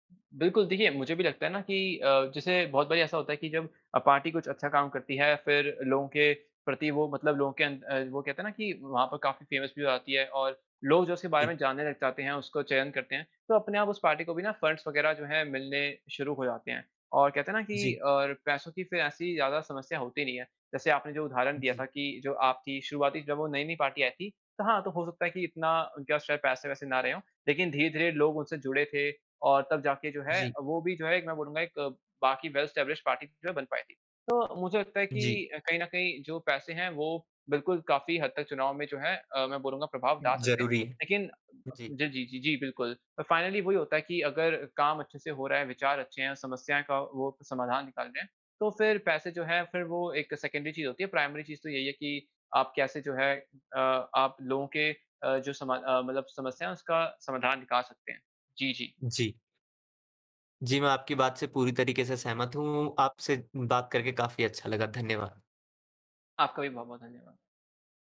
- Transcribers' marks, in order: in English: "पार्टी"; in English: "फेमस"; in English: "पार्टी"; in English: "फंड्स"; in English: "पार्टी"; in English: "वेल एस्टाब्लिशड पार्टी"; in English: "फाइनली"; in English: "सेकेंडरी"; in English: "प्राइमरी"
- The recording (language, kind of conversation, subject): Hindi, unstructured, क्या चुनाव में पैसा ज़्यादा प्रभाव डालता है?